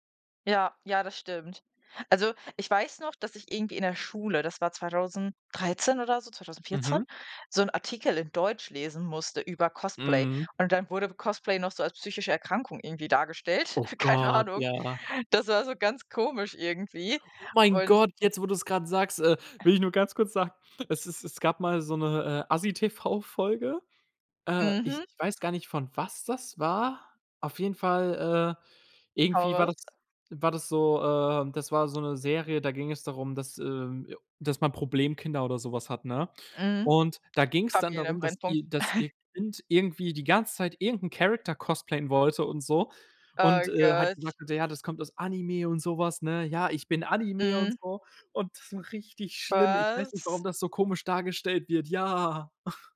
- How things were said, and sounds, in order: laughing while speaking: "keine Ahnung"; unintelligible speech; chuckle; in English: "Character cosplayen"; drawn out: "Was?"; drawn out: "Ja"; chuckle
- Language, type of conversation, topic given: German, unstructured, Wie feiern Menschen in deiner Kultur besondere Anlässe?